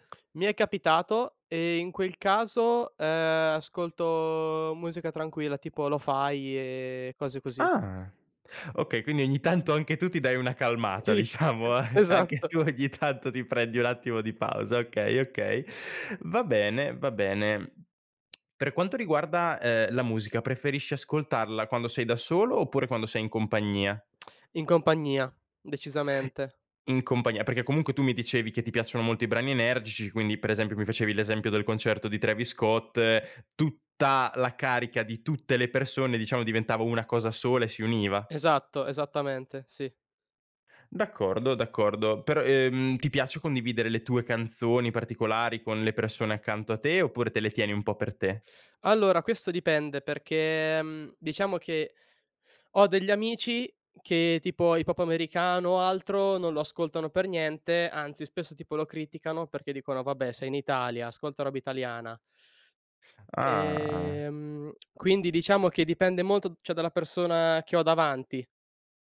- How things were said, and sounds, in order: tapping; laughing while speaking: "tanto"; laughing while speaking: "Sì, esatto"; laughing while speaking: "diciamo, a e anche tu … pausa, okay, okay"; chuckle; other background noise; lip smack; tongue click; stressed: "tutta"
- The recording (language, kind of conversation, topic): Italian, podcast, Che playlist senti davvero tua, e perché?